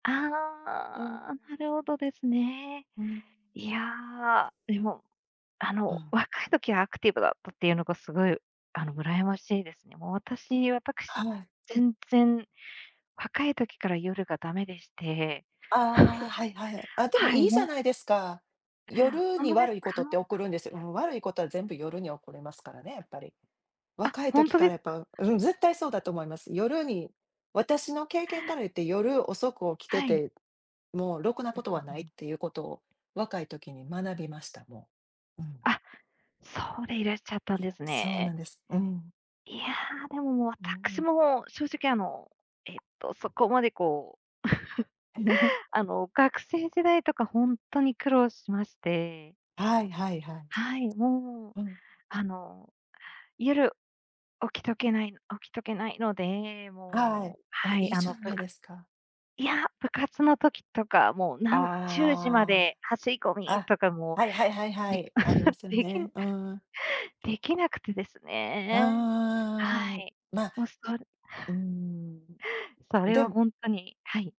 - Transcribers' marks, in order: other background noise; tapping; chuckle; laugh; chuckle
- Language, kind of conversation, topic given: Japanese, unstructured, 週末の過ごし方で一番好きなことは何ですか？